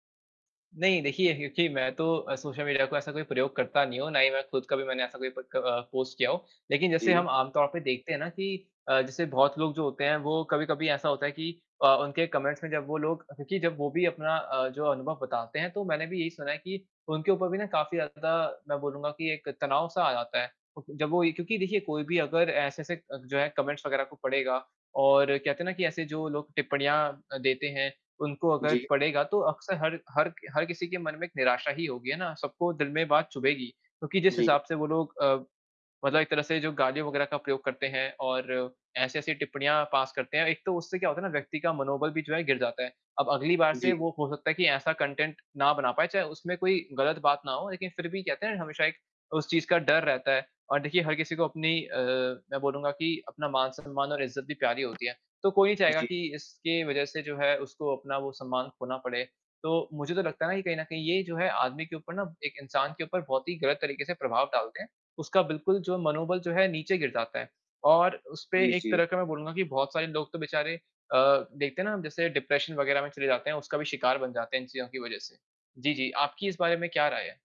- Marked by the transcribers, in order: static; tapping; in English: "कमेंट्स"; distorted speech; in English: "कमेंट्स"; in English: "पास"; in English: "कंटेंट"; other background noise; in English: "डिप्रेशन"
- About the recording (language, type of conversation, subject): Hindi, unstructured, क्या सामाजिक माध्यमों पर नफरत फैलाने की प्रवृत्ति बढ़ रही है?